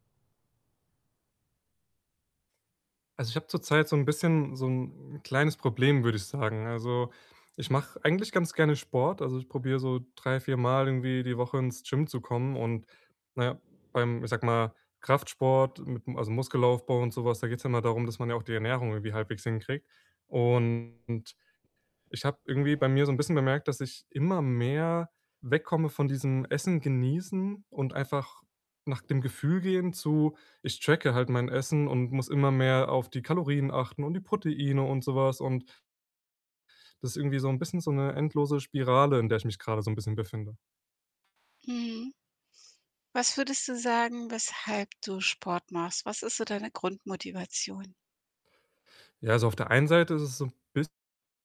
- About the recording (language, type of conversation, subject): German, advice, Wie erlebst du Schuldgefühle nach einem Schummeltag oder nach einem Essen zum Wohlfühlen?
- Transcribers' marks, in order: wind; distorted speech; static; other background noise